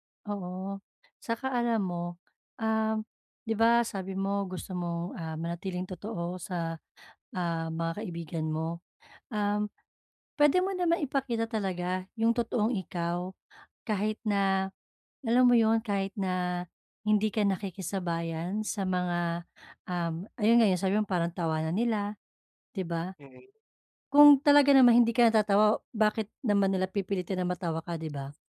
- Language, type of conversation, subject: Filipino, advice, Paano ako mananatiling totoo sa sarili habang nakikisama sa mga kaibigan?
- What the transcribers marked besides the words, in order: none